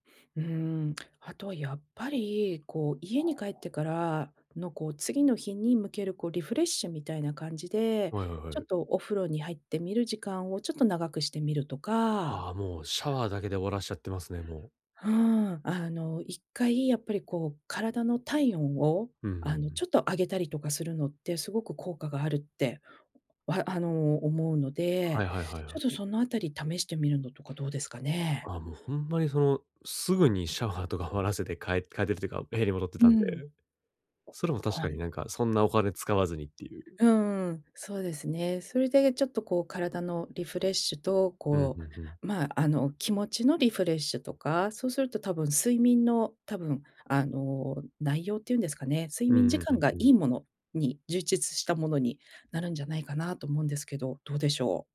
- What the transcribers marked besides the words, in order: laughing while speaking: "シャワーとか終わらせて、か … に戻ってたんで"; tapping
- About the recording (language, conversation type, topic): Japanese, advice, 短時間で元気を取り戻すにはどうすればいいですか？